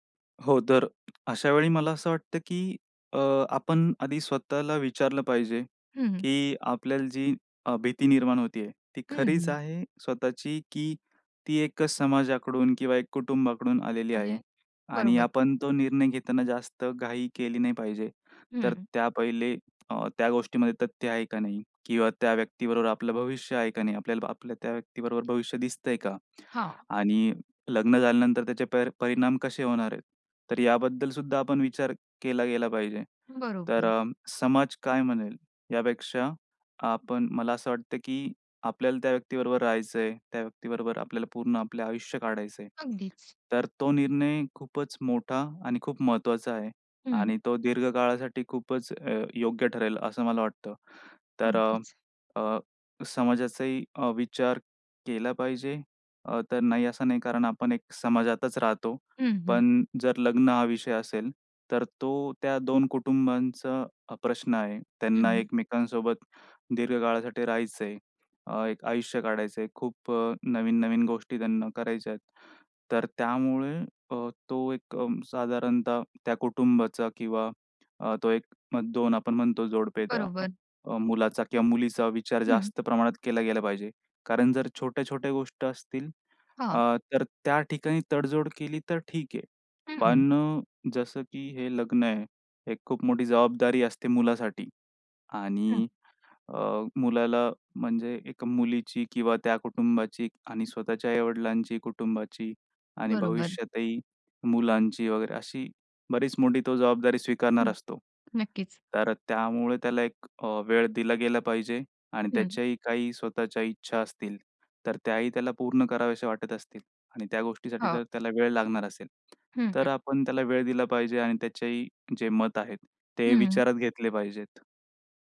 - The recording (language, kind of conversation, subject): Marathi, podcast, लग्नाबाबत कुटुंबाच्या अपेक्षा आणि व्यक्तीच्या इच्छा कशा जुळवायला हव्यात?
- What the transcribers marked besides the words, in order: other background noise